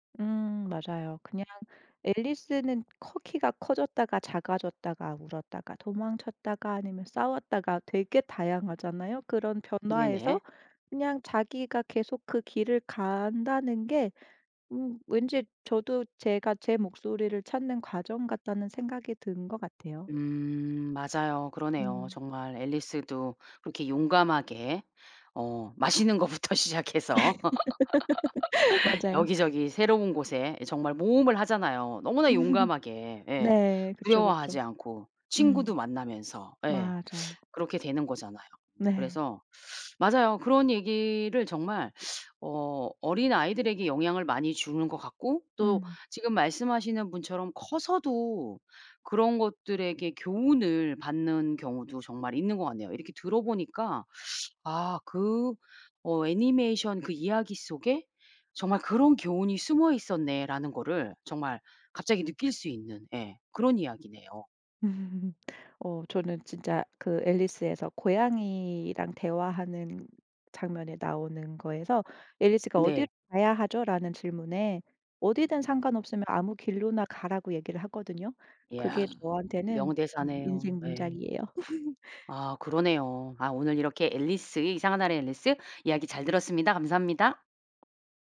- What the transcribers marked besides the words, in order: laughing while speaking: "거부터 시작해서"; laugh; laugh; tapping; laugh; laugh
- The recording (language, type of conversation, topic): Korean, podcast, 좋아하는 이야기가 당신에게 어떤 영향을 미쳤나요?